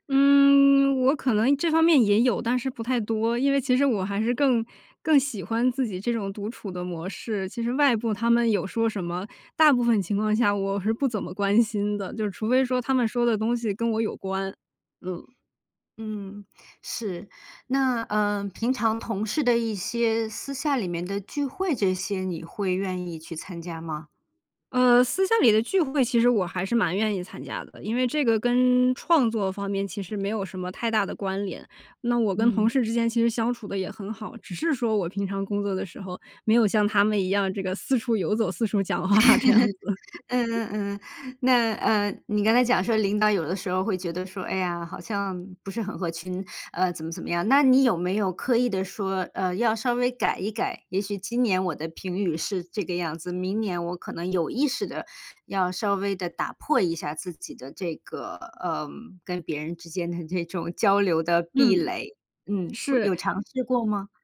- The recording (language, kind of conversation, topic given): Chinese, podcast, 你觉得独处对创作重要吗？
- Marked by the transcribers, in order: laugh; laughing while speaking: "讲话这样子"; laugh